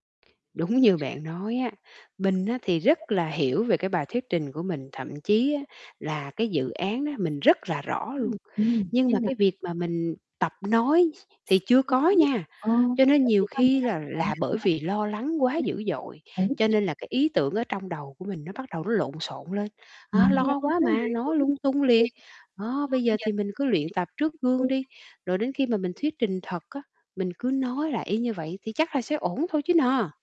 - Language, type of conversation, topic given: Vietnamese, advice, Bạn lo lắng dữ dội trước một bài thuyết trình hoặc cuộc họp quan trọng như thế nào?
- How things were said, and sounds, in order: tapping; other background noise; unintelligible speech; unintelligible speech